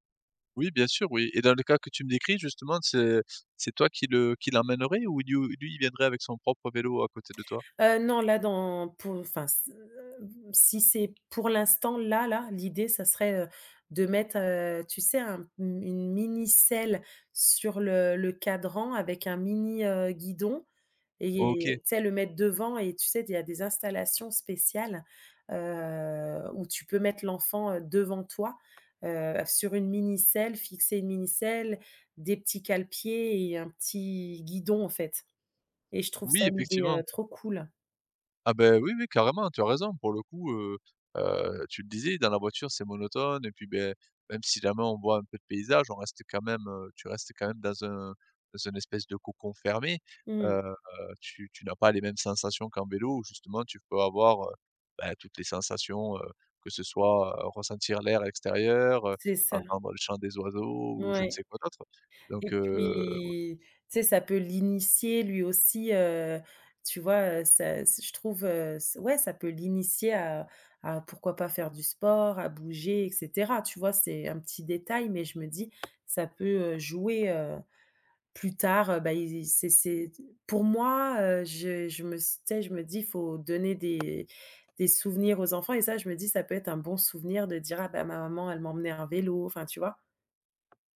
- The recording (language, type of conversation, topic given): French, advice, Comment trouver du temps pour faire du sport entre le travail et la famille ?
- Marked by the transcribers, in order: other noise; tapping